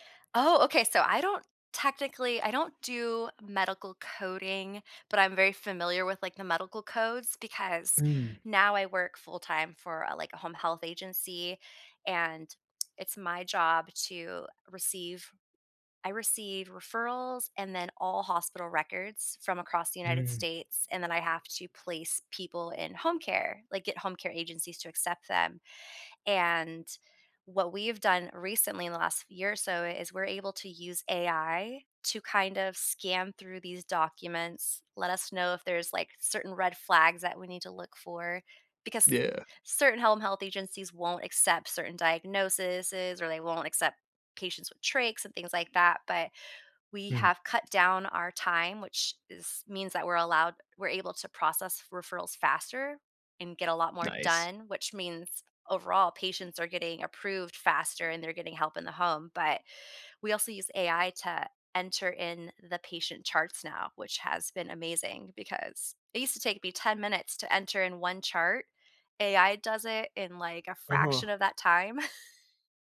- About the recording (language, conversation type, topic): English, unstructured, What role do you think technology plays in healthcare?
- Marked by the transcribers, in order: tapping; chuckle